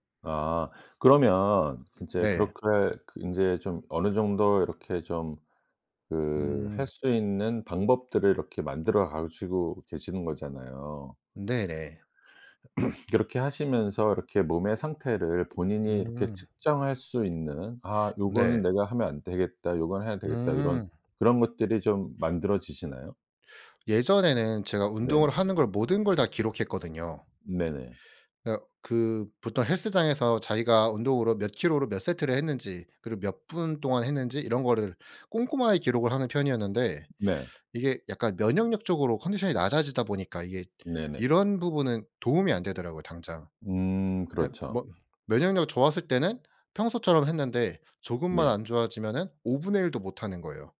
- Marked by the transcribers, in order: throat clearing; tapping; other background noise
- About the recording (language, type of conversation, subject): Korean, podcast, 회복 중 운동은 어떤 식으로 시작하는 게 좋을까요?